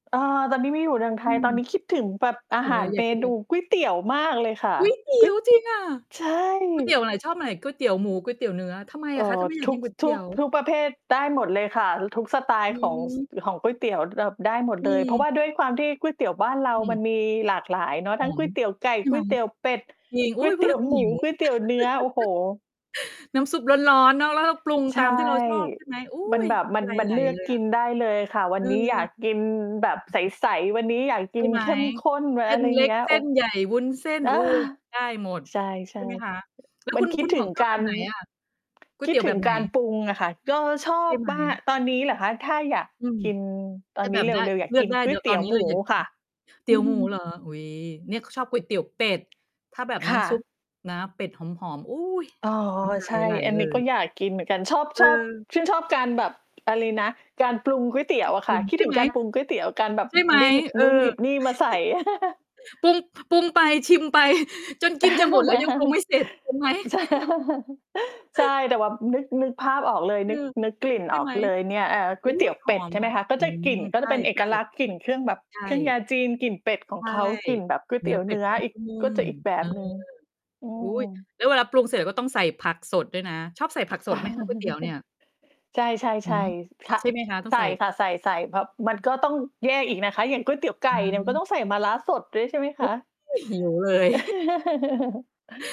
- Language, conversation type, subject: Thai, unstructured, มีอาหารจานไหนที่ทำให้คุณคิดถึงบ้านมากที่สุด?
- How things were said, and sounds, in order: distorted speech; tapping; static; laughing while speaking: "เตี๋ยว"; laugh; unintelligible speech; chuckle; laugh; chuckle; laugh; laughing while speaking: "ใช่"; chuckle; laugh; chuckle; laugh; chuckle